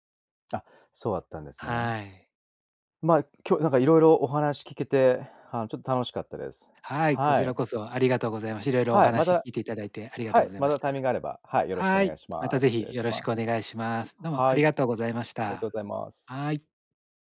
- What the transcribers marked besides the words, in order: none
- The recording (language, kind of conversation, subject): Japanese, podcast, 家事の分担はどうやって決めていますか？